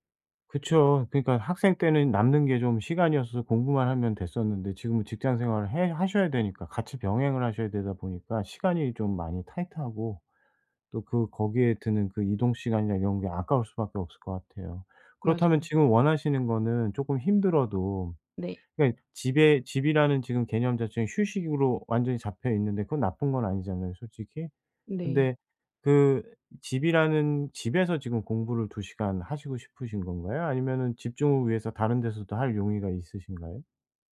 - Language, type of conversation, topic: Korean, advice, 어떻게 새로운 일상을 만들고 꾸준한 습관을 들일 수 있을까요?
- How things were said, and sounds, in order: other background noise